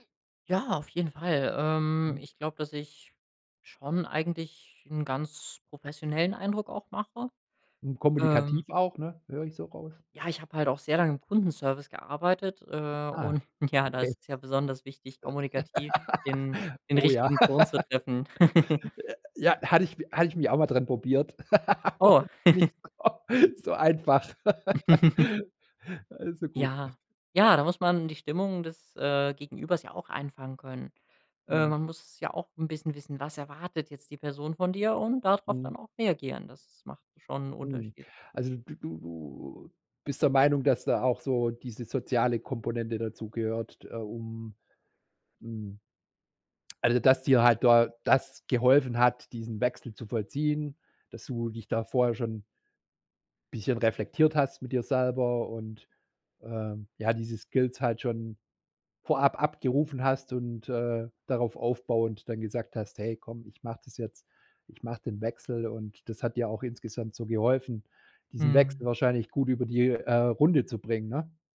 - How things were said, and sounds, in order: laughing while speaking: "ja"; chuckle; chuckle; chuckle; laughing while speaking: "aber nicht so so einfach"; chuckle; chuckle; laugh; other background noise
- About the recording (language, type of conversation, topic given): German, podcast, Welche Fähigkeiten haben dir beim Wechsel geholfen?